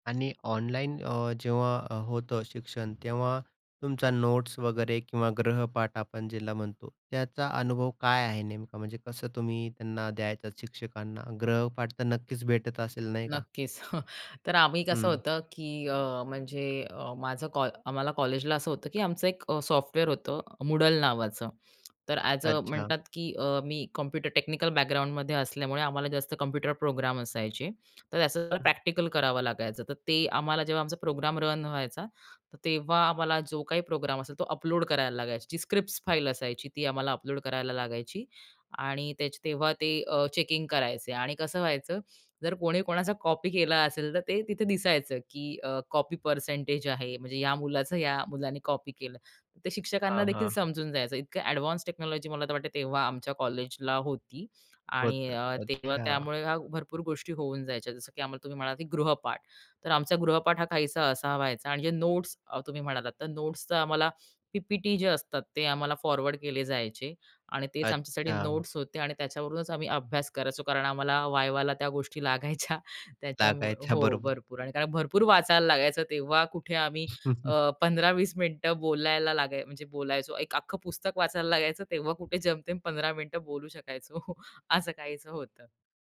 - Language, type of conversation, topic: Marathi, podcast, ऑनलाइन शिक्षणाचा तुम्हाला कसा अनुभव आला?
- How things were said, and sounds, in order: tapping; chuckle; in English: "ॲज अ"; in English: "चेकिंग"; in English: "एडवान्स टेक्नॉलॉजी"; other background noise; chuckle; chuckle; chuckle